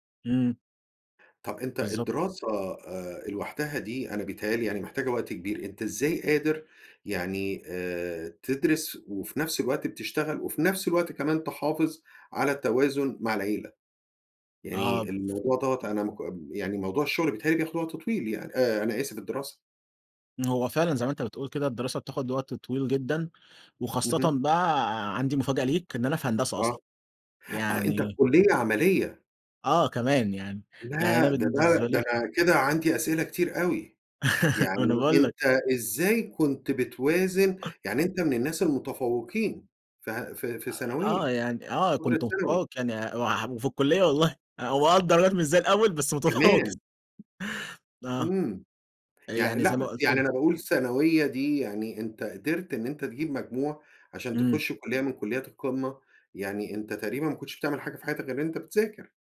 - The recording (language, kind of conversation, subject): Arabic, podcast, إزاي بتوازن بين الشغل والوقت مع العيلة؟
- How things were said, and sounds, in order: laugh; other noise; tapping; unintelligible speech; laughing while speaking: "متفوّق"